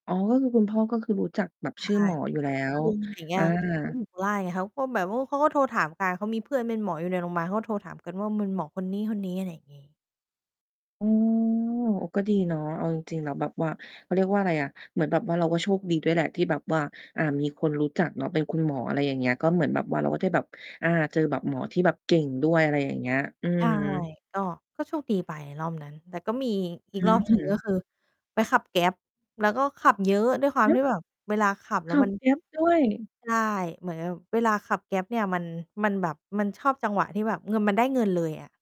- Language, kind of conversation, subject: Thai, podcast, คุณช่วยเล่าประสบการณ์ครั้งที่ร่างกายส่งสัญญาณเตือนชัดๆ ให้ฟังหน่อยได้ไหม?
- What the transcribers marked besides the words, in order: distorted speech; other background noise; unintelligible speech